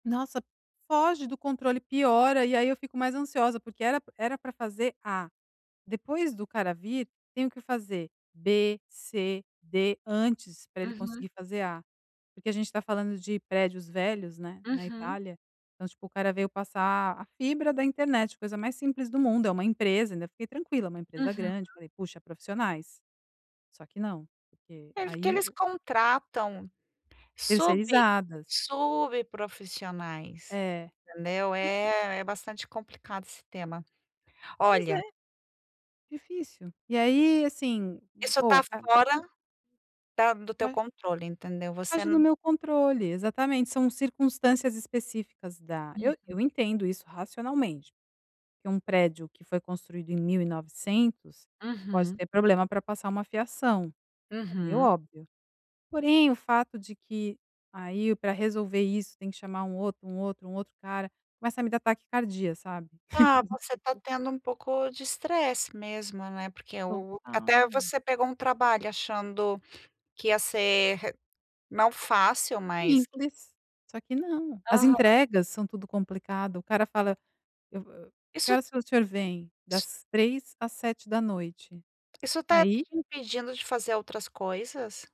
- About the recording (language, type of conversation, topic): Portuguese, advice, Como posso aceitar coisas fora do meu controle sem me sentir ansioso ou culpado?
- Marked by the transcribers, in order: other background noise; chuckle